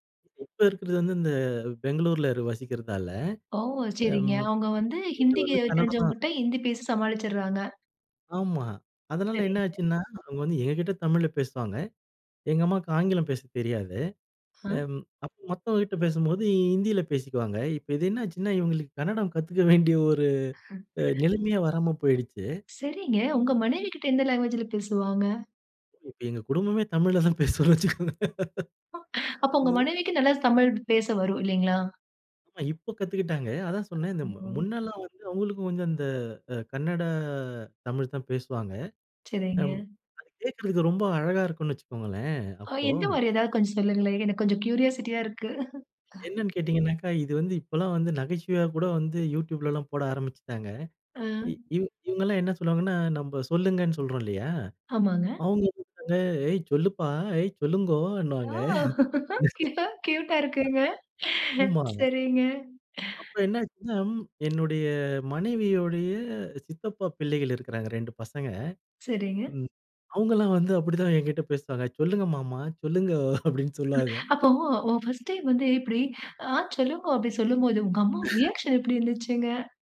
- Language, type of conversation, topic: Tamil, podcast, மொழி வேறுபாடு காரணமாக அன்பு தவறாகப் புரிந்து கொள்ளப்படுவதா? உதாரணம் சொல்ல முடியுமா?
- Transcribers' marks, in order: other background noise; laugh; laughing while speaking: "பேசுவோன்னு வச்சிக்கோங்க"; laughing while speaking: "கியூரியாசிட்டியா"; chuckle; chuckle; laughing while speaking: "க்யூட்டா, க்யூட்‌டா இருக்குங்க. சரிங்க"; in English: "க்யூட்டா, க்யூட்‌டா"; laughing while speaking: "ச்சொல்லுங்கோன்னுவாங்க"; chuckle; other noise; laughing while speaking: "அப்படின்னு சொல்வாங்க"; in English: "ஃபர்ஸ்ட் டைம்"; in English: "ரியாக்ஷன்"